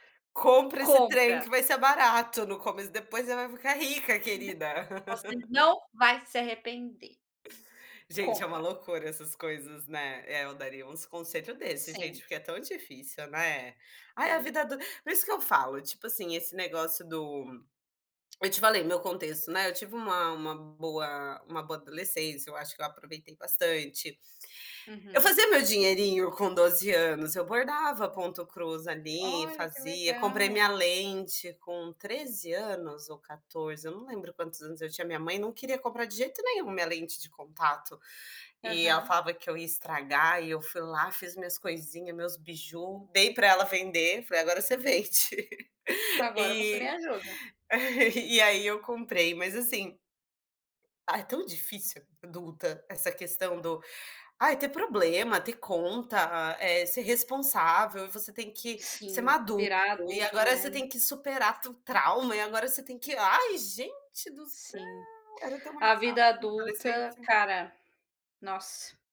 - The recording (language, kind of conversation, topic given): Portuguese, unstructured, Qual conselho você daria para o seu eu mais jovem?
- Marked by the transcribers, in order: tapping; other background noise; laugh; laughing while speaking: "vende"; chuckle